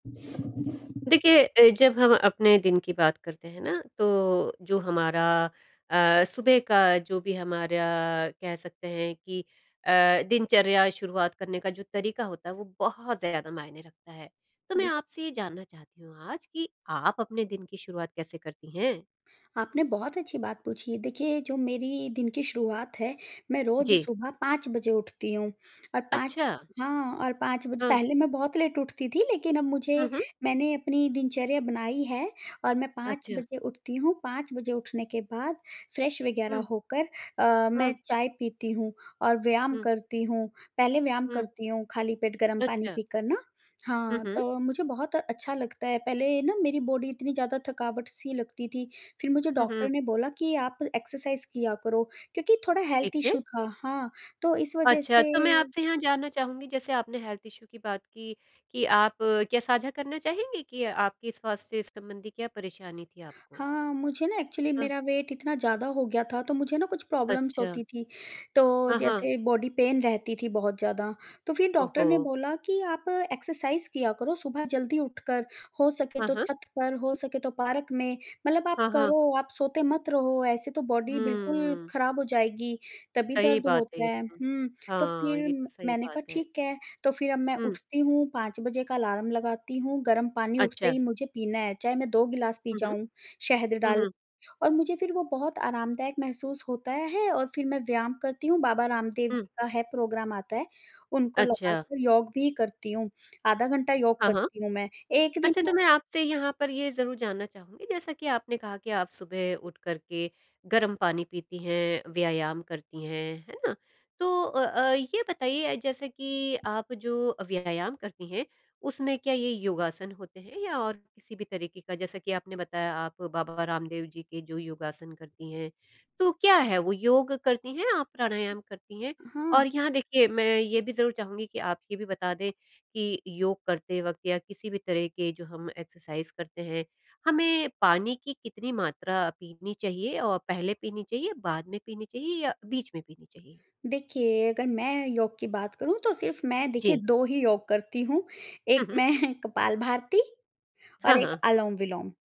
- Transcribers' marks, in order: other background noise; in English: "लेट"; in English: "फ्रेश"; tapping; in English: "बॉडी"; in English: "एक्सरसाइज़"; in English: "हेल्थ इश्यू"; in English: "हेल्थ इशू"; in English: "एक्चुअली"; in English: "वेट"; in English: "प्रॉब्लम्स"; in English: "बॉडी पेन"; in English: "एक्सरसाइज़"; in English: "पार्क"; in English: "बॉडी"; in English: "प्रोग्राम"; in English: "एक्सरसाज़"; laughing while speaking: "मैं"
- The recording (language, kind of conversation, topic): Hindi, podcast, आपकी सुबह की दिनचर्या कैसी होती है?